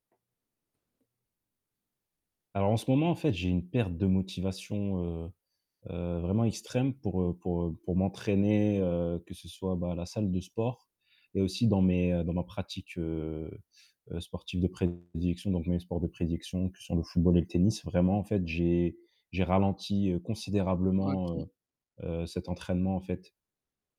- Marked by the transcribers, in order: distorted speech
- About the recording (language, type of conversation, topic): French, advice, Comment retrouver la motivation pour s’entraîner régulièrement ?